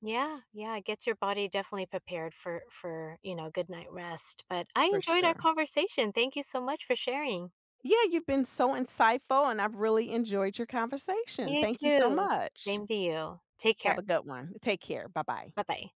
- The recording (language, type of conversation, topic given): English, unstructured, What hobby helps you relax after a busy day?
- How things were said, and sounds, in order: none